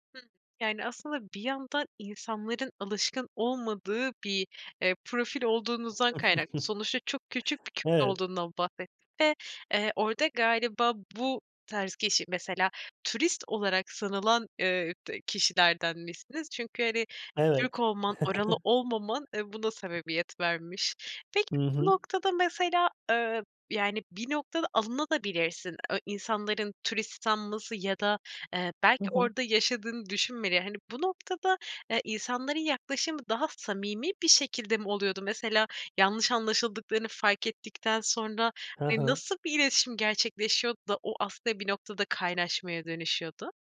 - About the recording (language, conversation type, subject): Turkish, podcast, Yeni bir semte taşınan biri, yeni komşularıyla ve mahalleyle en iyi nasıl kaynaşır?
- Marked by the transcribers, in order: other background noise; chuckle; chuckle; "alınabilirsin de" said as "alına da bilirsin"